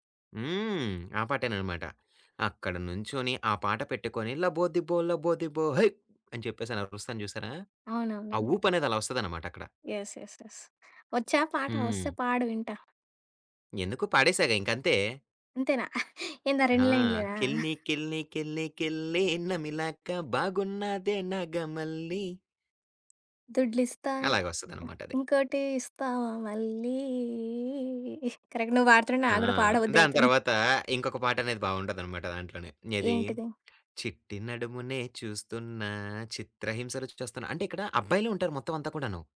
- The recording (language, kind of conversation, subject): Telugu, podcast, పార్టీకి ప్లేలిస్ట్ సిద్ధం చేయాలంటే మొదట మీరు ఎలాంటి పాటలను ఎంచుకుంటారు?
- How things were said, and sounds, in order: in English: "యెస్. యెస్. యెస్"; tapping; giggle; singing: "కిల్లి కిల్లి కిల్లి కిల్లి నమిలకా బాగున్నదే నాగ మల్లీ"; singing: "దుడ్లిస్తా ఇంకోటి ఇస్తావా మళ్ళీ"; other background noise; in English: "కరెక్ట్"; singing: "చిట్టి నడుమునే చూస్తున్నా"